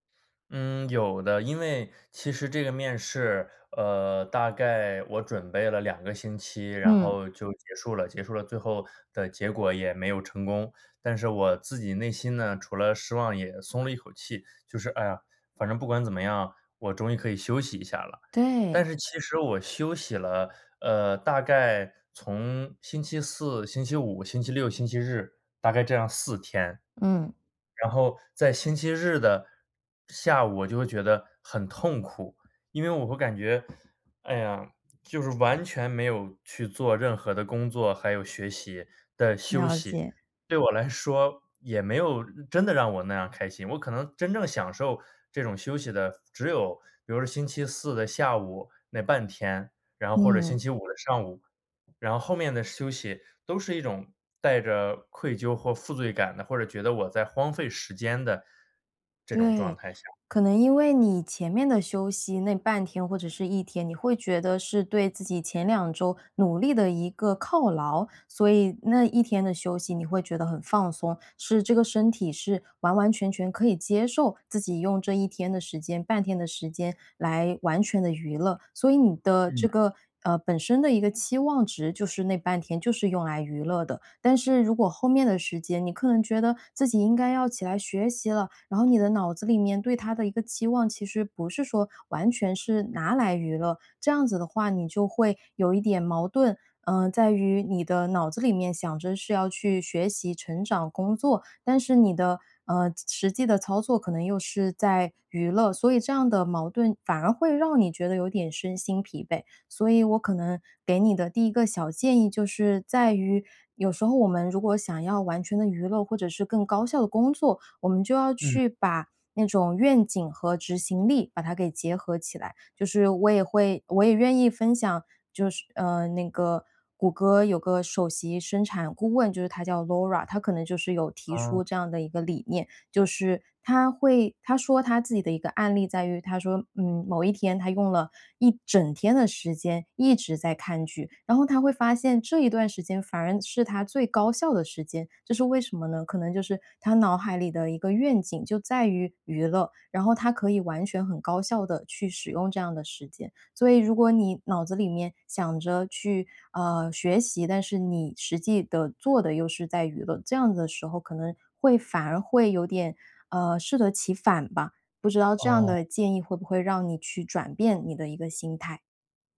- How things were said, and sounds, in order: tapping; other background noise; "可能" said as "克能"
- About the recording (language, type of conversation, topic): Chinese, advice, 休息时我总是放不下工作，怎么才能真正放松？
- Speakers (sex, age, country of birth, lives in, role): female, 30-34, China, Japan, advisor; male, 30-34, China, United States, user